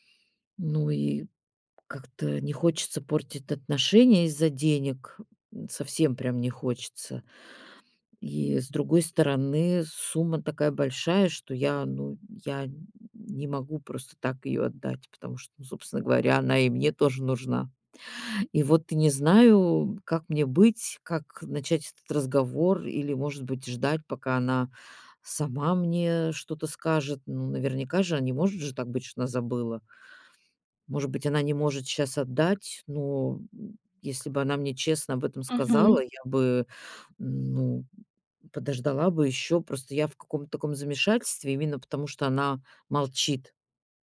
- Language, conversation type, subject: Russian, advice, Как начать разговор о деньгах с близкими, если мне это неудобно?
- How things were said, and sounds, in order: tapping; other background noise